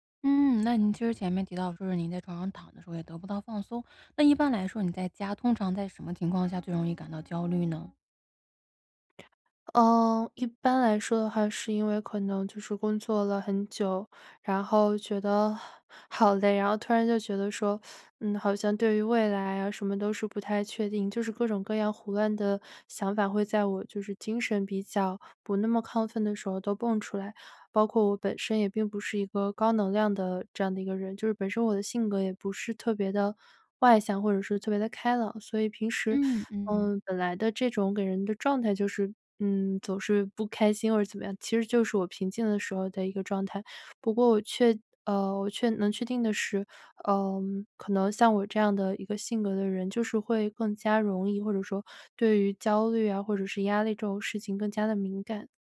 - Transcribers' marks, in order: other background noise; teeth sucking; teeth sucking
- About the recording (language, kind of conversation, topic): Chinese, advice, 在家如何放松又不感到焦虑？